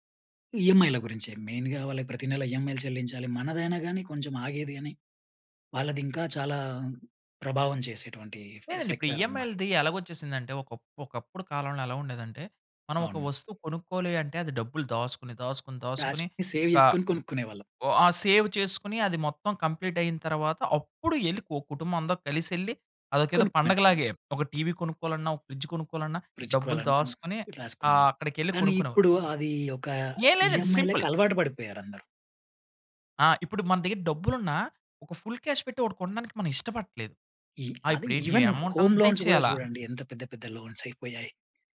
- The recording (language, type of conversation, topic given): Telugu, podcast, విఫలమైన తర్వాత మీరు తీసుకున్న మొదటి చర్య ఏమిటి?
- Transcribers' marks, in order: in English: "మెయిన్‌గా"; other background noise; in English: "సెక్టర్"; in English: "సేవ్"; in English: "సేవ్"; in English: "కంప్లీట్"; in English: "ఫ్రిడ్జ్"; in English: "ఫ్రిడ్జ్"; "కావాలనుకొని" said as "క్వాలాంకొని"; in English: "సింపుల్"; in English: "ఫుల్ క్యాష్"; in English: "ఈవెన్ హోమ్ లోన్స్"; in English: "అమౌంట్"; in English: "లోన్స్"